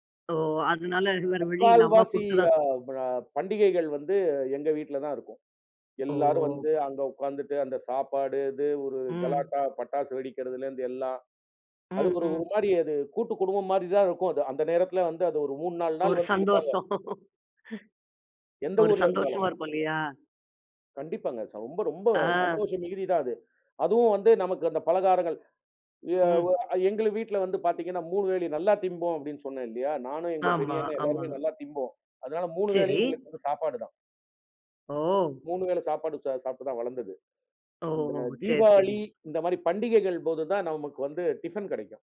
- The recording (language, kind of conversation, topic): Tamil, podcast, பாரம்பரிய உணவுகளைப் பற்றிய உங்கள் நினைவுகளைப் பகிரலாமா?
- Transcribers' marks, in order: other background noise; tapping; chuckle; "வேளையும்" said as "வேலி"